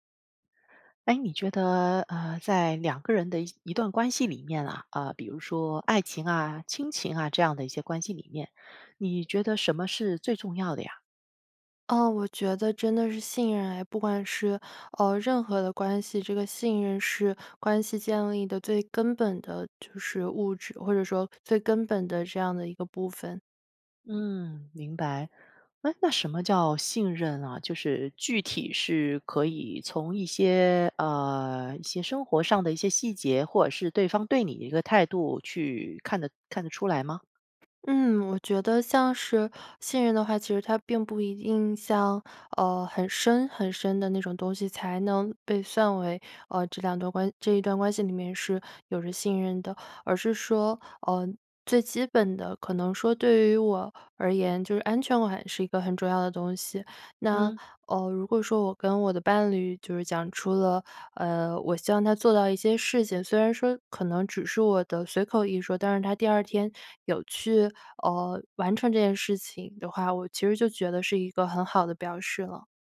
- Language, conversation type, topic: Chinese, podcast, 在爱情里，信任怎么建立起来？
- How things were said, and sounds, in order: other background noise; "安全感" said as "安全晚"